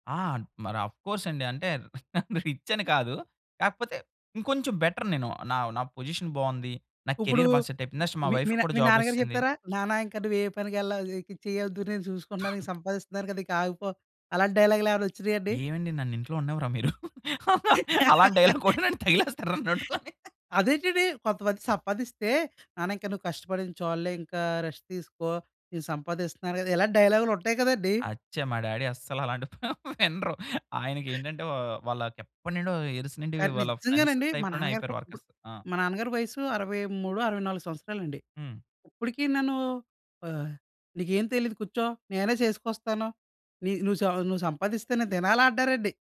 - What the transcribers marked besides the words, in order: in English: "అఫ్‌కోర్స్"; chuckle; in English: "రిచ్"; in English: "బెటర్"; in English: "పొజిషన్"; in English: "క్యారియర్"; in English: "నెక్స్ట్"; other background noise; in English: "వైఫ్‌కి"; in English: "జాబ్"; cough; in English: "డైలాగ్‌లు"; laughing while speaking: "అలాంటి డైలాగ్ కూడా నన్ను తగిలేస్తారు నాన్నట్టుకొని"; laugh; in English: "రెస్ట్"; in English: "డైలాగ్‌లు"; in English: "డాడీ"; laughing while speaking: "ప వినరు"; in English: "ఫ్రెండ్స్ టైప్‌లోనే"; in English: "వర్కర్స్"
- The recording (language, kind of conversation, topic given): Telugu, podcast, కెరీర్ మార్చుకోవాలని అనిపిస్తే ముందుగా ఏ అడుగు వేయాలి?